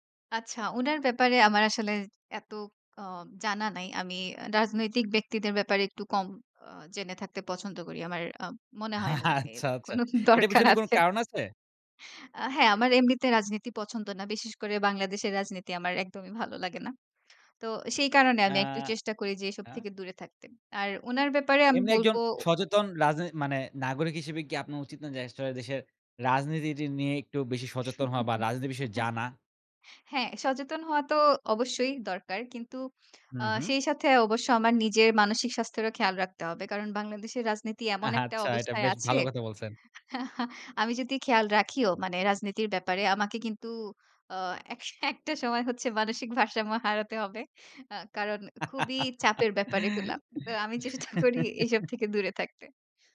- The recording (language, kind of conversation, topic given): Bengali, podcast, মিমগুলো কীভাবে রাজনীতি ও মানুষের মানসিকতা বদলে দেয় বলে তুমি মনে করো?
- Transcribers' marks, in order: laughing while speaking: "আচ্ছা, আচ্ছা"; laughing while speaking: "এর কোন দরকার আছে"; giggle; laughing while speaking: "আচ্ছা"; chuckle; laughing while speaking: "এক একটা সময় হচ্ছে মানসিক … থেকে দূরে থাকতে"; laugh